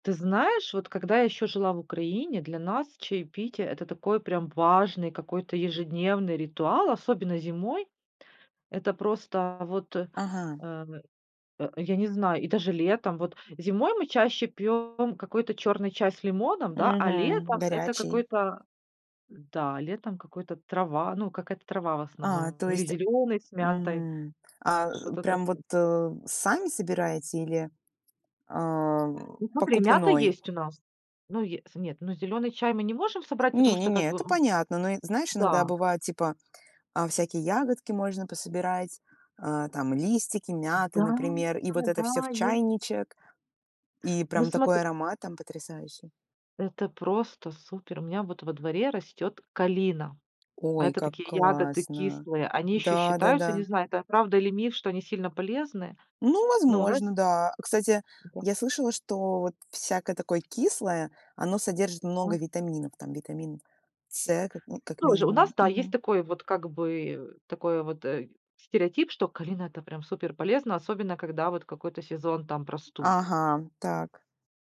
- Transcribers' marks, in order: other background noise
- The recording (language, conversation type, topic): Russian, podcast, Что для вас значит домашнее чаепитие?